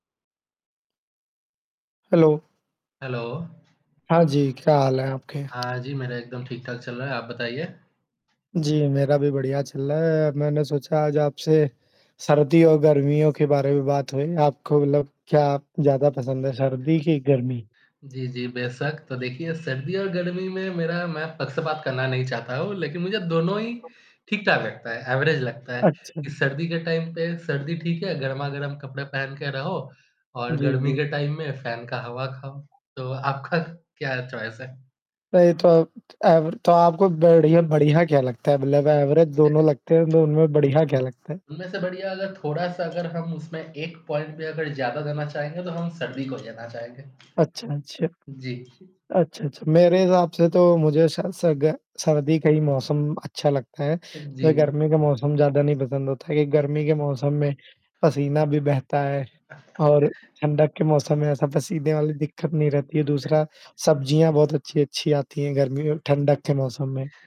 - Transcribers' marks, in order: static; in English: "हेलो"; in English: "हेलो"; tapping; other street noise; other noise; in English: "एवरेज"; in English: "टाइम"; in English: "टाइम"; in English: "फैन"; in English: "चॉइस"; in English: "एवरे"; in English: "एवरेज"; in English: "पॉइंट"; other background noise
- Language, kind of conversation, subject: Hindi, unstructured, आपको सर्दियों की ठंडक पसंद है या गर्मियों की गर्मी?